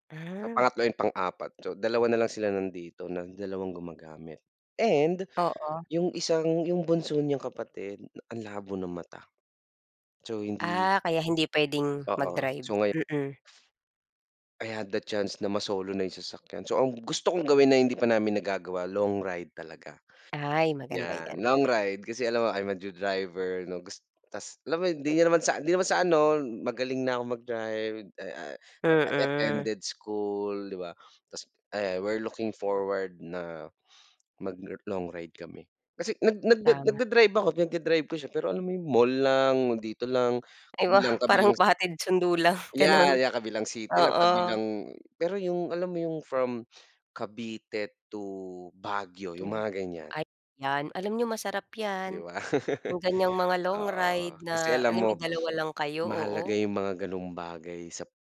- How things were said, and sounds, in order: other background noise; in English: "I'm a new driver"; drawn out: "Mm"; in English: "I attended school"; laughing while speaking: "lang gano'n"; laugh
- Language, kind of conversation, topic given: Filipino, unstructured, Ano-ano ang mga bagay na gusto mong gawin kasama ang iyong kapareha?